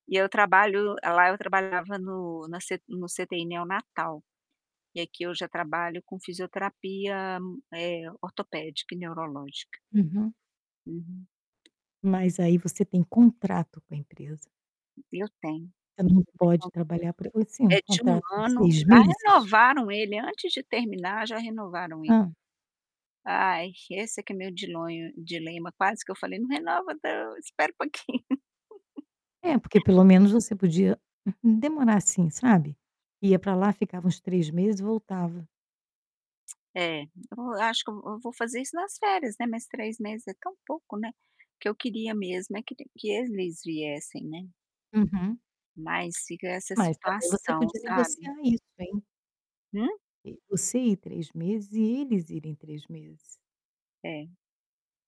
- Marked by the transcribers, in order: distorted speech; tapping; other background noise; laughing while speaking: "um pouquinho"; laugh
- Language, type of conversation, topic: Portuguese, advice, Como lidar com as diferenças nos planos de vida sobre filhos, carreira ou mudança de cidade?